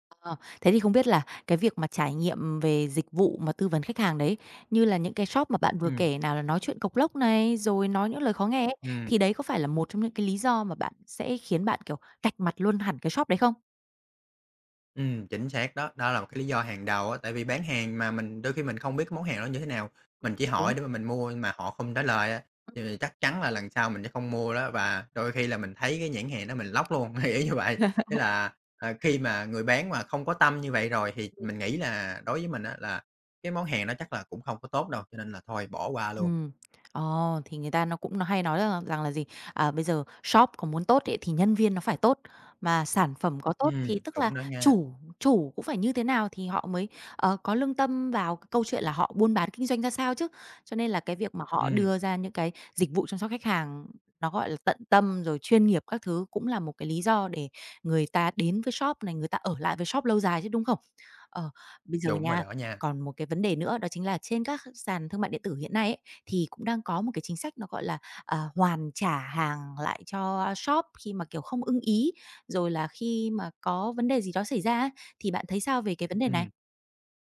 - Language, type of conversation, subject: Vietnamese, podcast, Bạn có thể chia sẻ trải nghiệm mua sắm trực tuyến của mình không?
- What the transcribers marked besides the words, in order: tapping; other background noise; laugh; in English: "block"; laughing while speaking: "thì y như vậy"